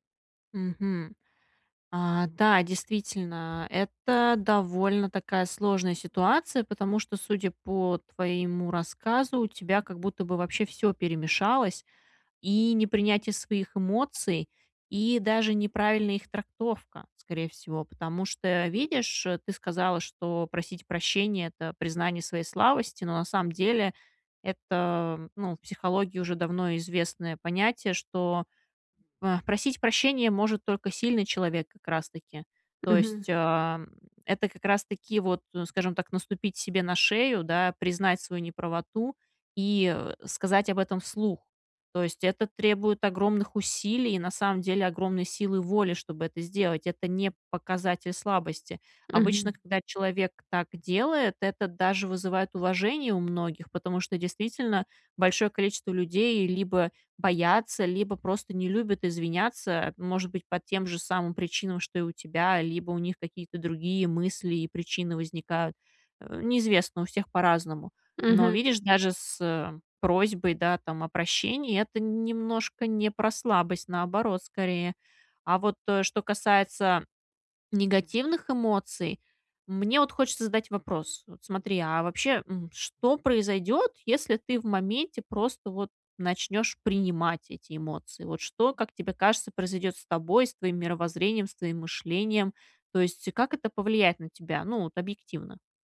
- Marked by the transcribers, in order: none
- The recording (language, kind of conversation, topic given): Russian, advice, Как принять свои эмоции, не осуждая их и себя?